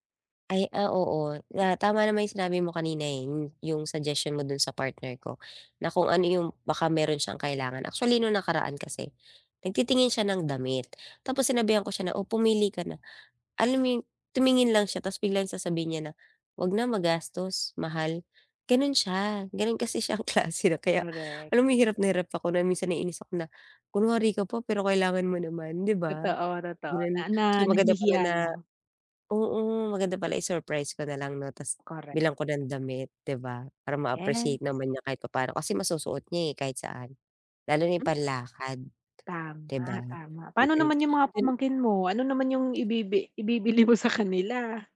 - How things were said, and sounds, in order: tapping; laughing while speaking: "klase na"; joyful: "Totoo totoo na na nahihiya lang"; other noise; laughing while speaking: "ibibili mo sa kanila?"
- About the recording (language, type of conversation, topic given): Filipino, advice, Paano ako makakahanap ng magandang regalong siguradong magugustuhan ng mahal ko?